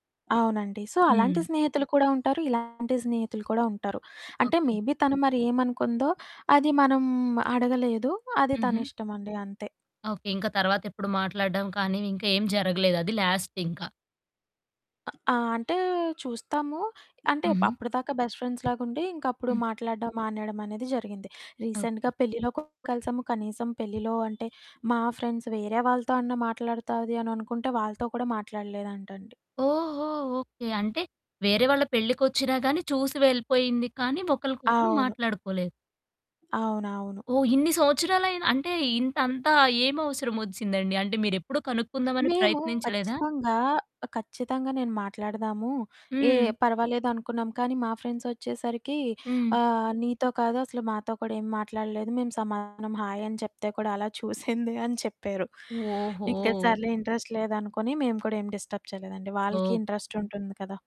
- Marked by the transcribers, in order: in English: "సో"; distorted speech; in English: "మేబీ"; other background noise; in English: "బెస్ట్ ఫ్రెండ్స్‌లాగుండీ"; in English: "రీసెంట్‌గా"; in English: "ఫ్రెండ్స్"; laughing while speaking: "చూసింది"; in English: "ఇంట్రెస్ట్"; in English: "డిస్టర్బ్"; in English: "ఇంట్రెస్ట్"
- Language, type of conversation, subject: Telugu, podcast, జీవితంలో నీకు నిజమైన స్నేహితుడు అంటే ఎవరు?